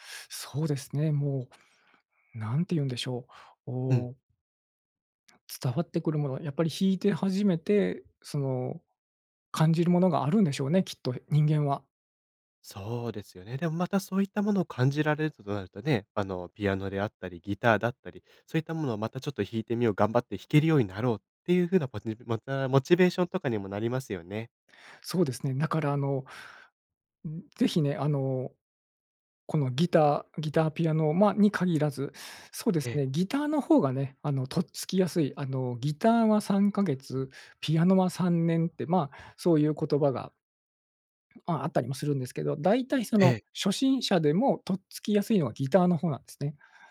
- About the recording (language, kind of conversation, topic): Japanese, podcast, 子どもの頃の音楽体験は今の音楽の好みに影響しますか？
- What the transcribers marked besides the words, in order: unintelligible speech; swallow